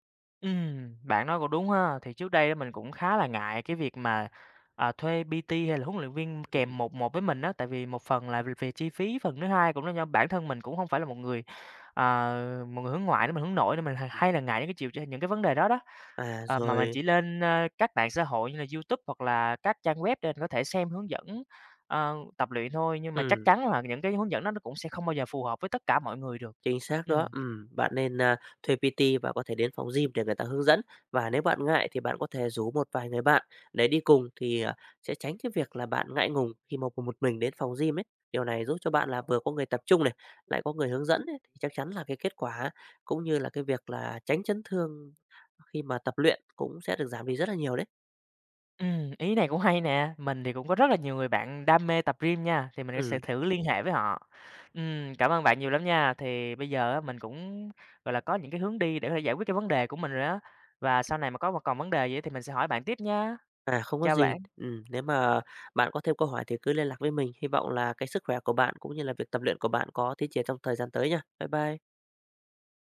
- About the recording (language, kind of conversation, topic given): Vietnamese, advice, Vì sao tôi không hồi phục sau những buổi tập nặng và tôi nên làm gì?
- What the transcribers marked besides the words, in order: other background noise; in English: "P-T"; tapping; in English: "P-T"